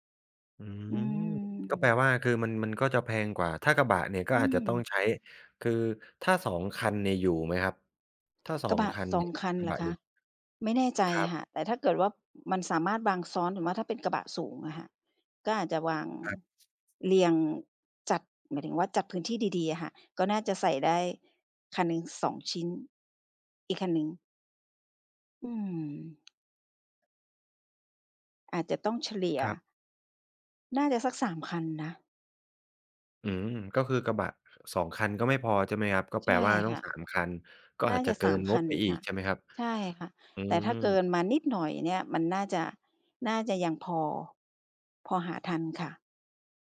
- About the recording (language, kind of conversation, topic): Thai, advice, คุณมีปัญหาเรื่องการเงินและการวางงบประมาณในการย้ายบ้านอย่างไรบ้าง?
- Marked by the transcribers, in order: tapping